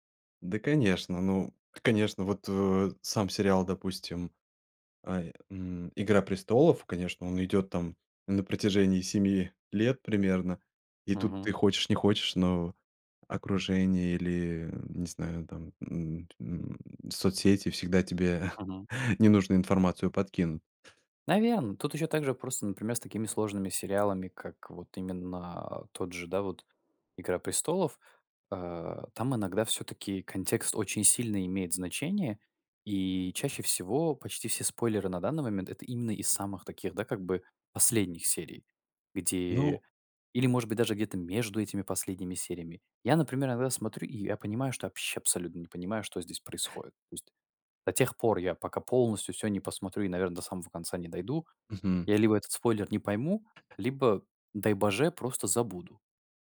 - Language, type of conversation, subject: Russian, podcast, Почему сериалы стали настолько популярными в последнее время?
- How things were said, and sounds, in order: chuckle; tapping